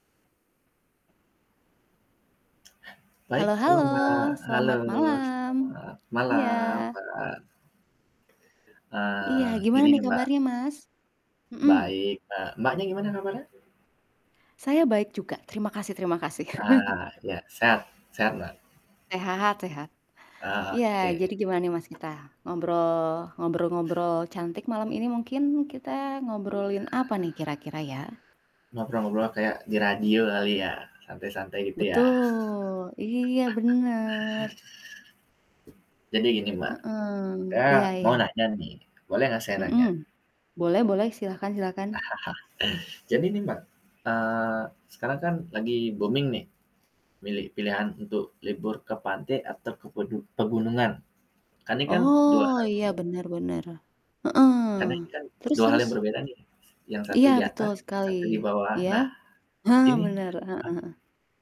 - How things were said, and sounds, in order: other background noise; tapping; static; laugh; distorted speech; drawn out: "Betul"; chuckle; chuckle
- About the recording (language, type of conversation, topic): Indonesian, unstructured, Anda lebih memilih liburan ke pantai atau ke pegunungan?
- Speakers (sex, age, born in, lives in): female, 35-39, Indonesia, Indonesia; male, 20-24, Indonesia, Indonesia